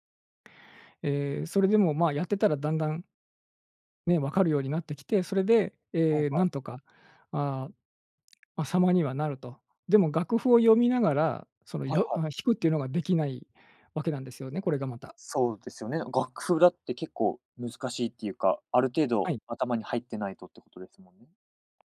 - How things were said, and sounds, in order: none
- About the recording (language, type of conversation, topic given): Japanese, podcast, 音楽と出会ったきっかけは何ですか？